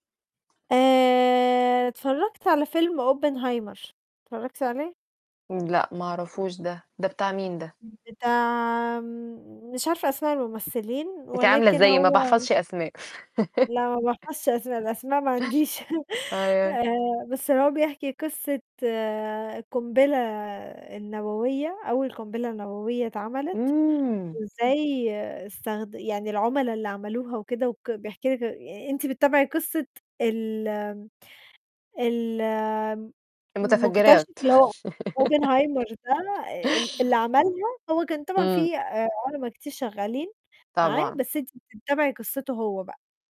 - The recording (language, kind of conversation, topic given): Arabic, unstructured, إيه أحسن فيلم اتفرجت عليه قريب وليه عجبك؟
- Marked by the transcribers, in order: distorted speech; laugh; laugh; laugh